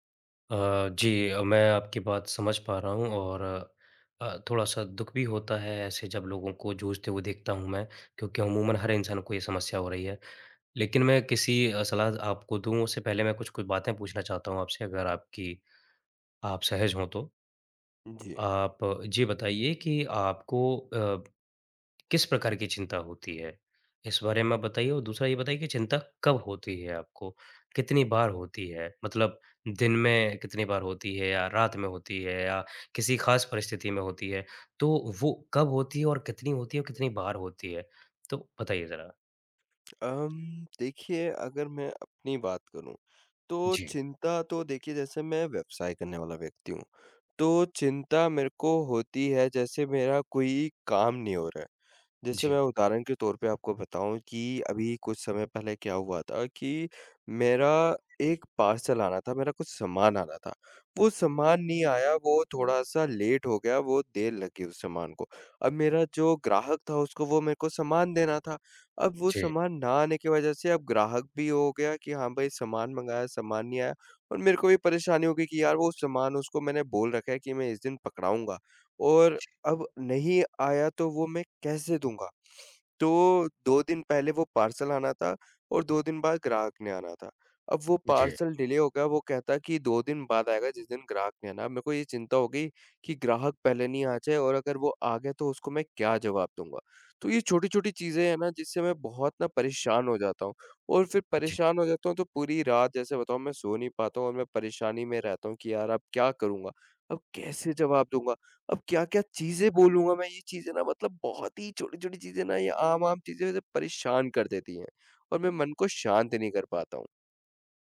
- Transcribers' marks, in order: tapping; in English: "पार्सल"; in English: "लेट"; in English: "पार्सल"; in English: "पार्सल डिले"
- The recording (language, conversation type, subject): Hindi, advice, बार-बार चिंता होने पर उसे शांत करने के तरीके क्या हैं?